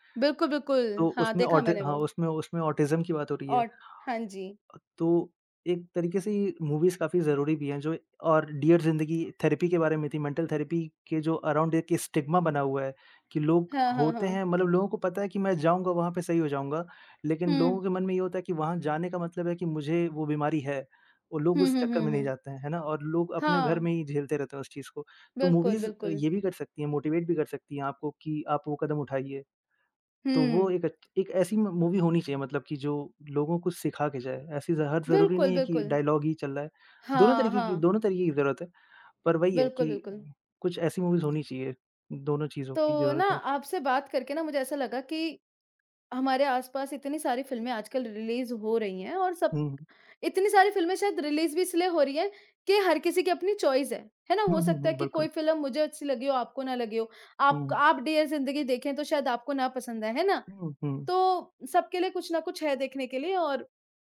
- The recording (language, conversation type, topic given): Hindi, unstructured, आपको कौन सी फिल्म सबसे ज़्यादा यादगार लगी है?
- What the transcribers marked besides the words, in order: in English: "मूवीज़"; in English: "थेरेपी"; in English: "मेंटल थेरेपी"; in English: "अराउंड स्टिग्मा"; in English: "मूवीज़"; in English: "मोटिवेट"; in English: "म मूवी"; in English: "डायलॉग"; in English: "मूवीज़"; in English: "रिलीज़"; in English: "रिलीज़"; in English: "चॉइस"